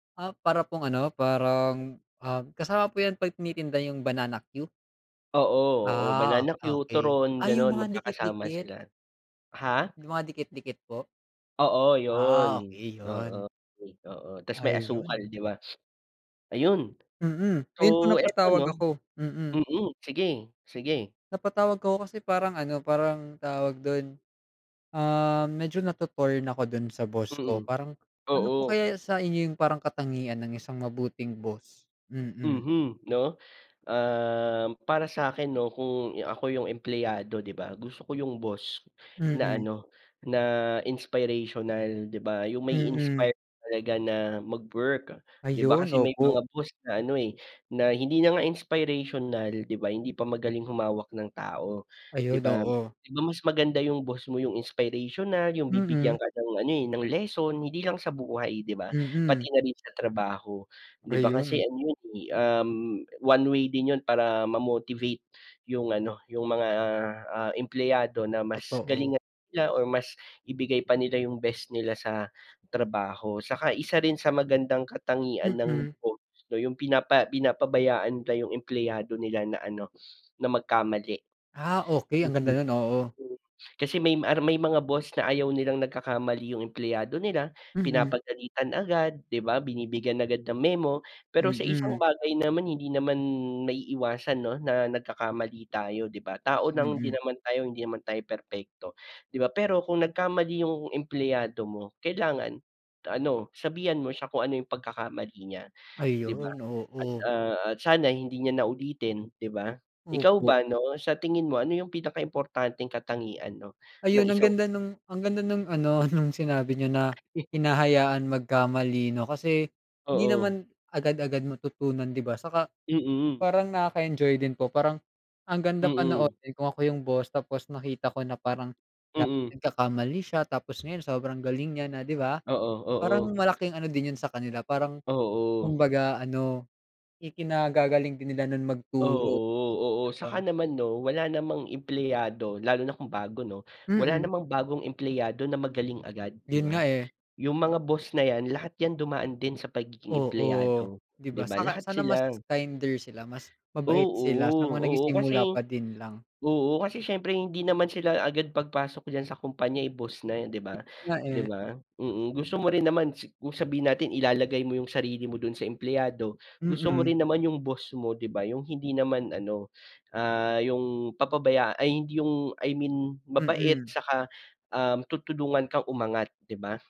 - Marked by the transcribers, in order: sniff; tapping; other background noise; chuckle
- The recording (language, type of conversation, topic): Filipino, unstructured, Ano ang pinakamahalagang katangian ng isang mabuting boss?